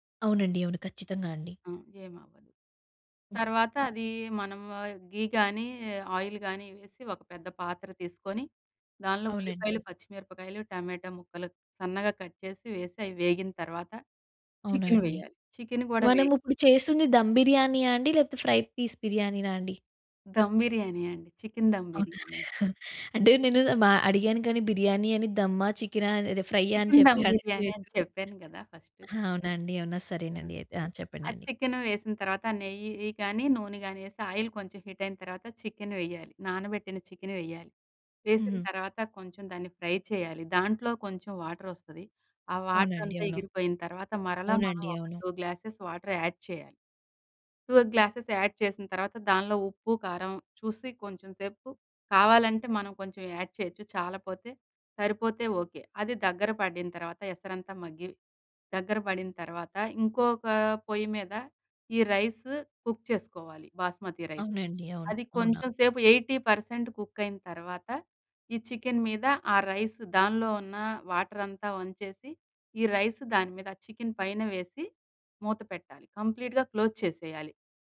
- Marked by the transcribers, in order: other noise; tapping; in English: "ఘీ"; in English: "ఆయిల్"; in English: "కట్"; in English: "ఫ్రై పీస్"; giggle; in English: "ఫ్రై"; other background noise; in English: "ఆయిల్"; in English: "హీట్"; in English: "ఫ్రై"; in English: "వాటర్"; in English: "వాటర్"; in English: "టూ గ్లాసెస్ వాటర్ యాడ్"; in English: "టూ గ్లాసెస్ యాడ్"; in English: "యాడ్"; in English: "రైస్ కుక్"; in English: "బాస్మతి రైస్"; in English: "ఎయిటి పర్సెంట్ కుక్"; in English: "రైస్"; in English: "వాటర్"; in English: "రైస్"; in English: "కంప్లీట్‌గా క్లోజ్"
- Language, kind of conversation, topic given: Telugu, podcast, రుచికరమైన స్మృతులు ఏ వంటకంతో ముడిపడ్డాయి?